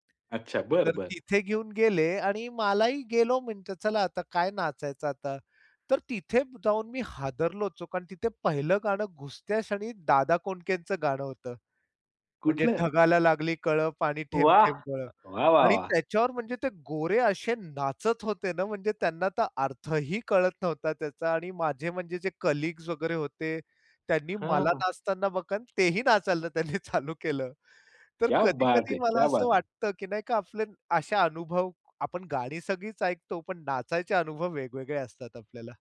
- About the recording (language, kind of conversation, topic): Marathi, podcast, नाचायला लावणारं एखादं जुने गाणं कोणतं आहे?
- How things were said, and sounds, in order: other background noise; surprised: "तर तिथे जाऊन मी हादरलोच हो"; joyful: "दादा कोंडकेचं गाणं होतं"; anticipating: "कुठलं?"; surprised: "आणि त्याच्यावर म्हणजे ते गोरे असे नाचत होते ना म्हणजे"; other noise; in English: "कलीग्स"; laughing while speaking: "त्यांनी चालू"; in Hindi: "क्या बात है! क्या बात है!"